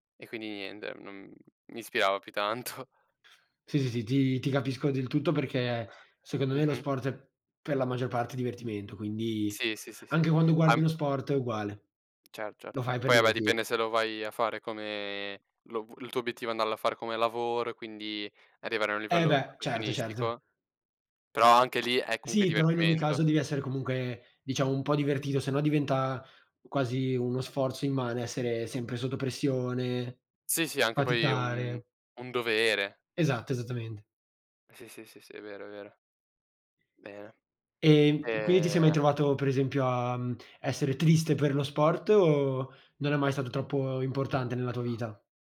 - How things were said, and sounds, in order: chuckle
- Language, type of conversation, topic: Italian, unstructured, Quali sport ti piacciono di più e perché?